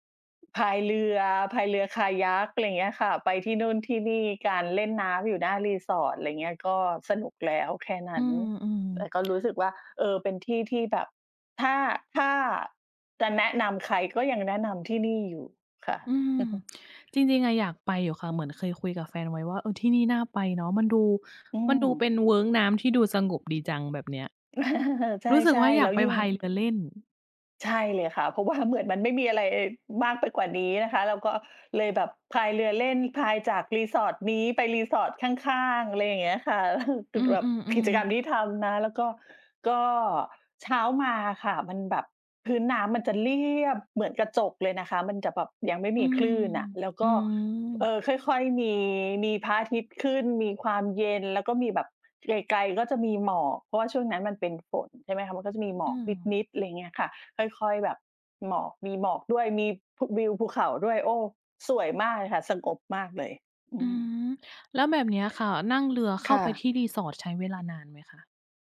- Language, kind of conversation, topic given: Thai, unstructured, ที่ไหนในธรรมชาติที่ทำให้คุณรู้สึกสงบที่สุด?
- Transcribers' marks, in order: lip smack; chuckle; chuckle; tapping; laughing while speaking: "ว่า"; other background noise; chuckle